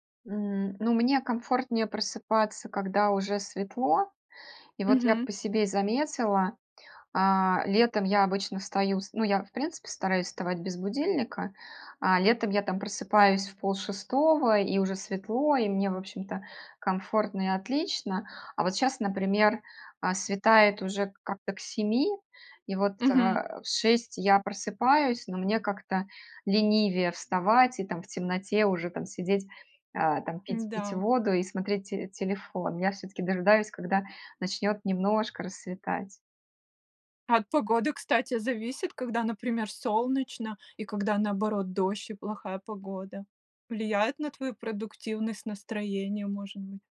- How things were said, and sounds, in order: none
- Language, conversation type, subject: Russian, podcast, Как вы начинаете день, чтобы он был продуктивным и здоровым?